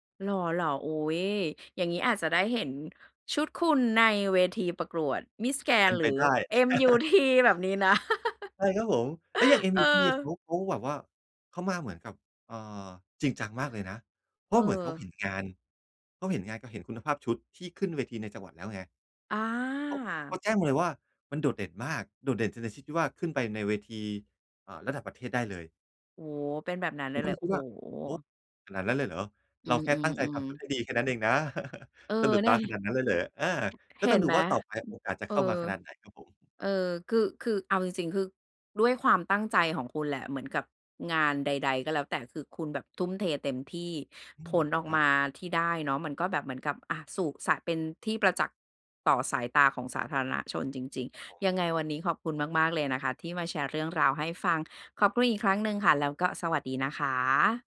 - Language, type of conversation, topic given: Thai, podcast, คุณวางแผนอาชีพระยะยาวอย่างไรโดยไม่เครียด?
- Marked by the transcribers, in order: laugh; laughing while speaking: "ที"; laugh; chuckle; tapping